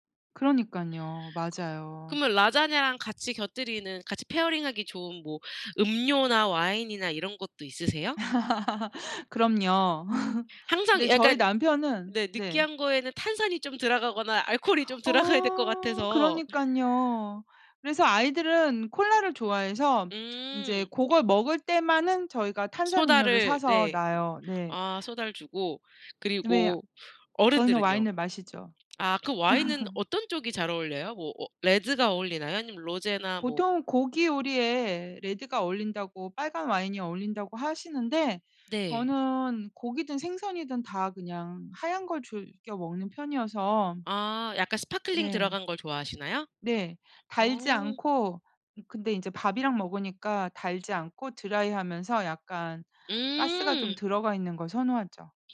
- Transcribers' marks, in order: tapping; laugh; laughing while speaking: "들어가야"; other background noise; laugh; in English: "sparkling"
- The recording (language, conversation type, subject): Korean, podcast, 특별한 날이면 꼭 만드는 음식이 있나요?